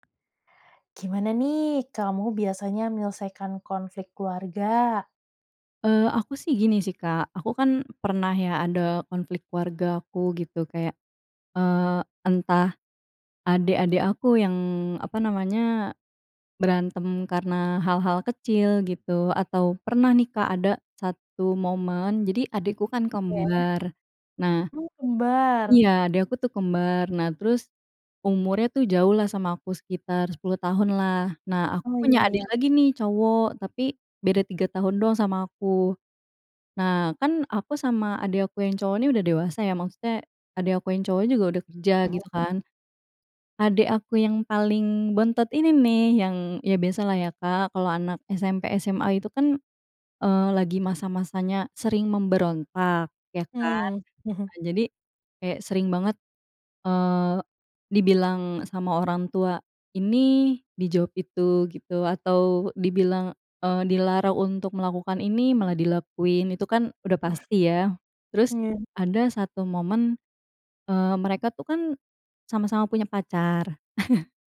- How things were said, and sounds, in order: tapping; other animal sound; other background noise; chuckle; chuckle; chuckle
- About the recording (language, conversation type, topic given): Indonesian, podcast, Bagaimana kalian biasanya menyelesaikan konflik dalam keluarga?